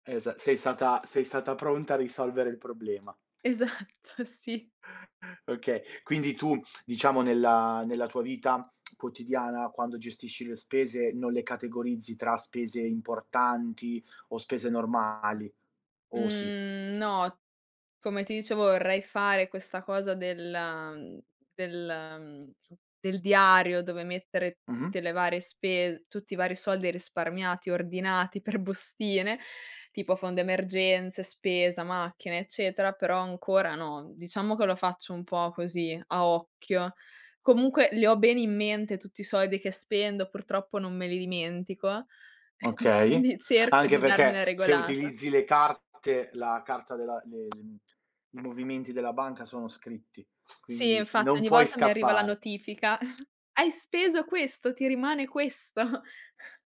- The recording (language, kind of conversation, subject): Italian, podcast, Come scegli di gestire i tuoi soldi e le spese più importanti?
- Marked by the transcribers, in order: laughing while speaking: "Esatto, sì"; tapping; lip smack; chuckle; other background noise; chuckle; chuckle